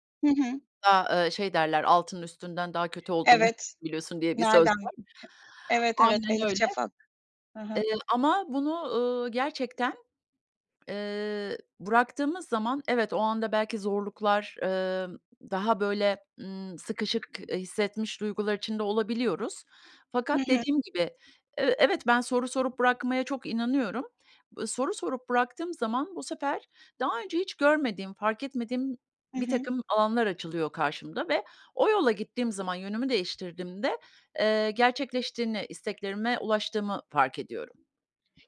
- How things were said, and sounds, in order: other background noise
- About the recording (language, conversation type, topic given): Turkish, podcast, Hayatta öğrendiğin en önemli ders nedir?